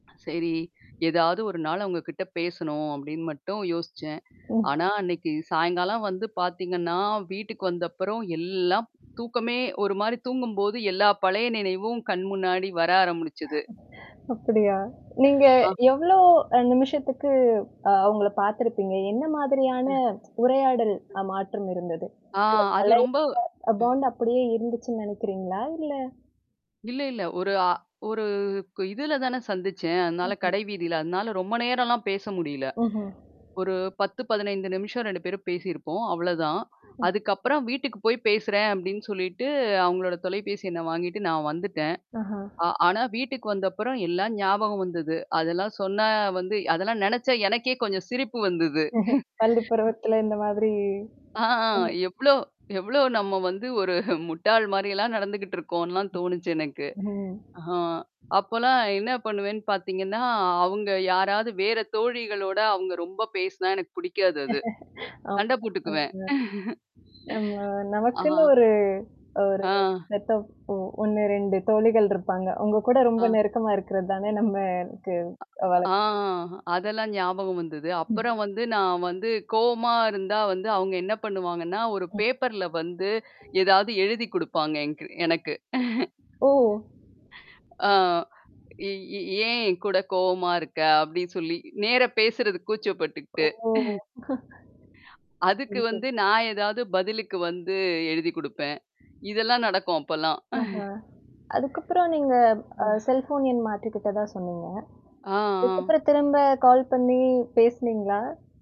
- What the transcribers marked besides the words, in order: static; other noise; distorted speech; tsk; unintelligible speech; in English: "பாண்ட்"; laughing while speaking: "அதெல்லாம் நினச்சா எனக்கே கொஞ்சம் சிரிப்பு வந்தது"; laughing while speaking: "பள்ளி பருவத்தில இந்த மாதிரி"; chuckle; laughing while speaking: "ஆ எவ்ளோ எவ்ளோ நம்ம வந்து … போட்டுக்குவேன். அ. ஆ"; unintelligible speech; laughing while speaking: "ஆமா. ம். நம நமக்குன்னு ஒரு ஒரு மத்தப் ஒ ஒண்ணு ரெண்டு தோழிகள்"; whistle; chuckle; tapping; laughing while speaking: "இருக்கிறது தானே நம்மக்கு வழக்கம்"; in English: "பேப்பர்ல"; unintelligible speech; laughing while speaking: "குடுப்பாங்க என்கு எனக்கு. ஆ. இ … நடக்கும் அப்பல்லாம். ம்"; giggle; drawn out: "ஓ!"; laugh; unintelligible speech; giggle; in English: "செல்ஃபோன்"; chuckle
- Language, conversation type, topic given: Tamil, podcast, பழைய நண்பரை எதிர்பாராமல் சந்தித்த பிறகு உங்களுக்கு என்ன உணர்வு வந்தது?